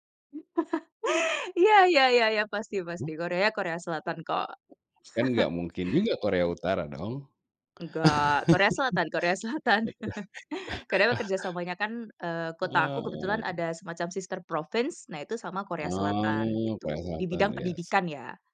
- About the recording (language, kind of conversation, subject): Indonesian, podcast, Apa pengalaman belajar yang paling berkesan dalam hidupmu?
- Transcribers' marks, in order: laugh; chuckle; laughing while speaking: "Selatan"; chuckle; laugh; in English: "yes"